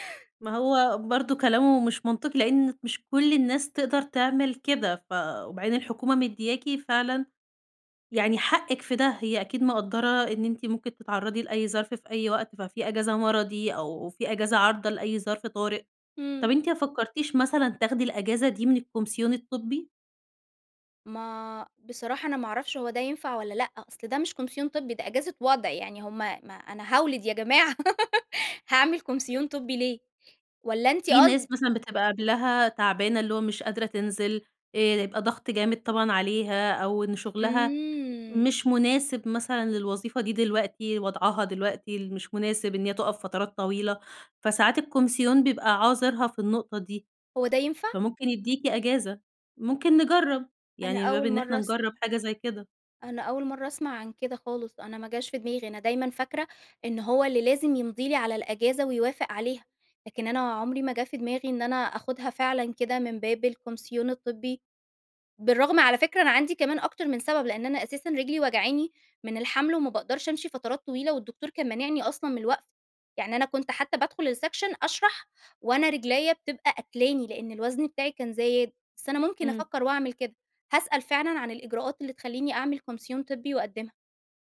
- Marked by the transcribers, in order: laughing while speaking: "جماعة"; laugh; tapping; in English: "السيكشن"
- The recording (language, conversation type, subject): Arabic, advice, إزاي أطلب راحة للتعافي من غير ما مديري يفتكر إن ده ضعف؟